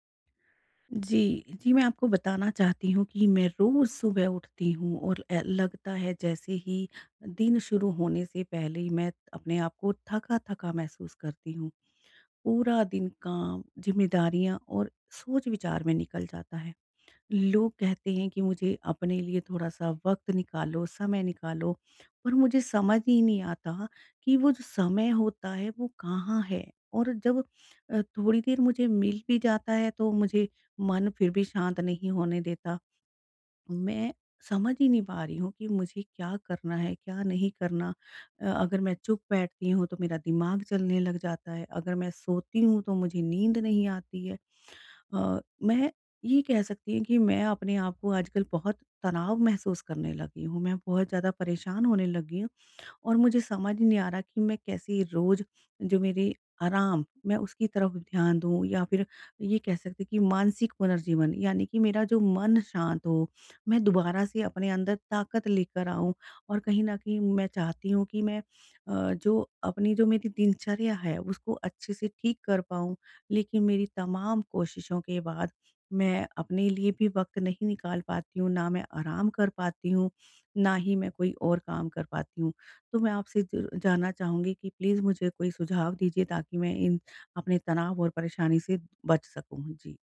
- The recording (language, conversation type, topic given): Hindi, advice, आराम और मानसिक ताज़गी
- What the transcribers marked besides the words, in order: in English: "प्लीज़"